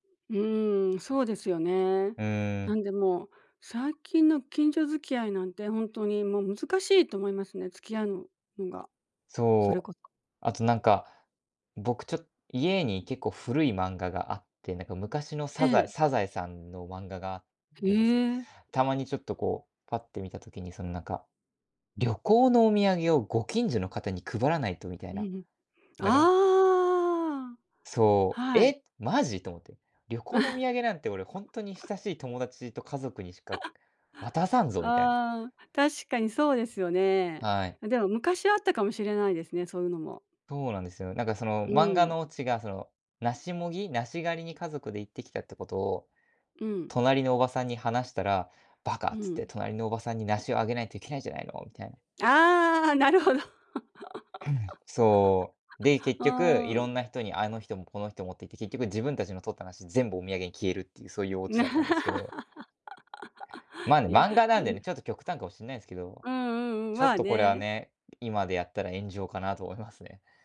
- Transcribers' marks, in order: other background noise; chuckle; other noise; unintelligible speech; laugh; laugh; tapping
- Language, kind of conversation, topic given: Japanese, podcast, ご近所付き合いを無理なく整えるにはどうすればいいですか？